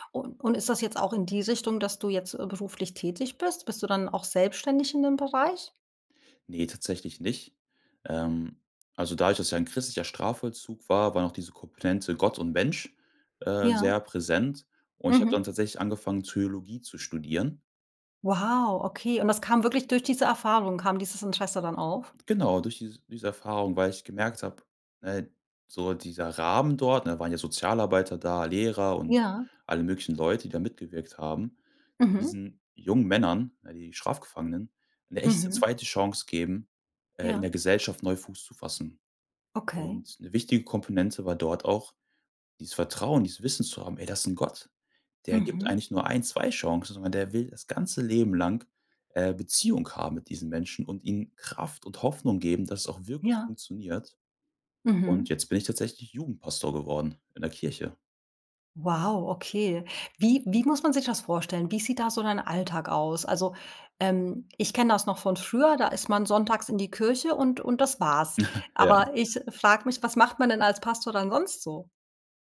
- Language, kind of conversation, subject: German, podcast, Wie findest du eine gute Balance zwischen Arbeit und Freizeit?
- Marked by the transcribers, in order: surprised: "Wow"; surprised: "Wow!"; chuckle; laughing while speaking: "Ja"